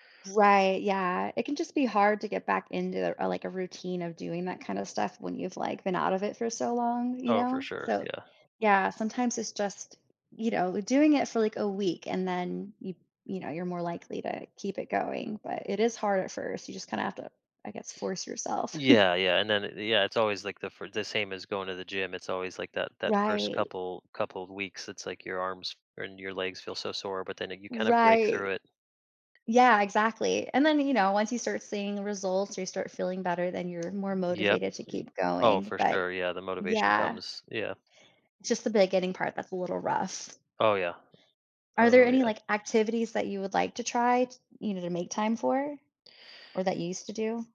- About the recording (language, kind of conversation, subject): English, advice, How can I break my daily routine?
- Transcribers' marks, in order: other background noise; tapping; chuckle